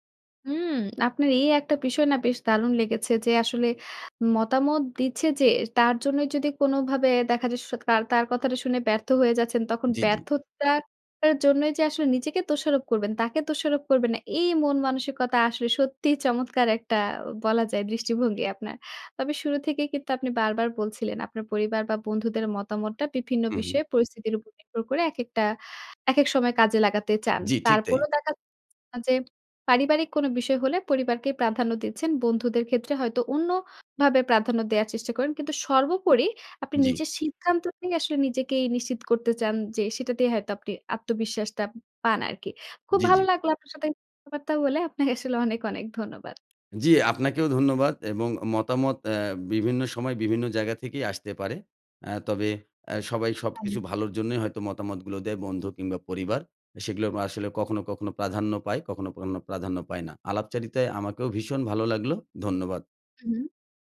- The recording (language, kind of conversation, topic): Bengali, podcast, কীভাবে পরিবার বা বন্ধুদের মতামত সামলে চলেন?
- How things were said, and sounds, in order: other background noise; tapping; horn; laughing while speaking: "আপ্নে আসলে"; "আপনাকে" said as "আপ্নে"